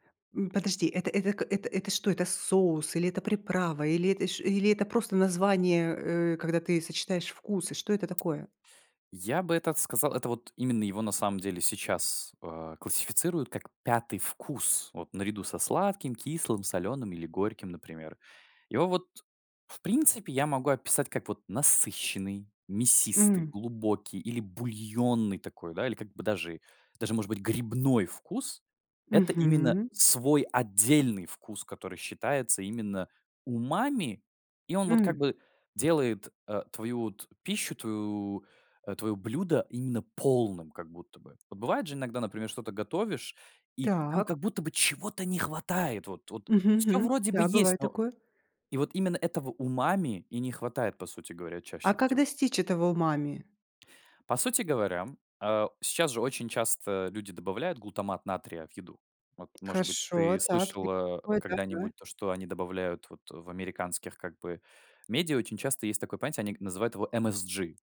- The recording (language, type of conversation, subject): Russian, podcast, Какие сочетания вкусов тебя больше всего удивляют?
- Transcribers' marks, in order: tapping; unintelligible speech